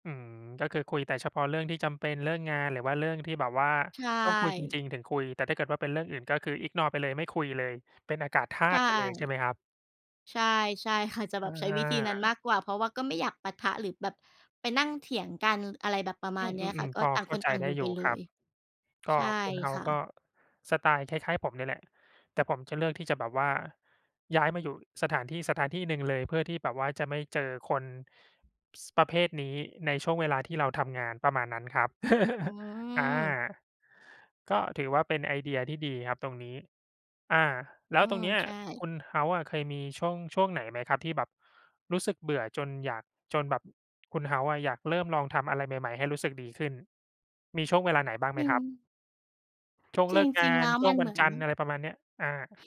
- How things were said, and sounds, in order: other background noise; in English: "ignore"; tapping; laugh
- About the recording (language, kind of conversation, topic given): Thai, unstructured, คุณมีวิธีจัดการกับความรู้สึกเบื่อในชีวิตประจำวันอย่างไร?
- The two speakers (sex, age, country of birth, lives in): female, 35-39, Thailand, Thailand; male, 35-39, Thailand, Thailand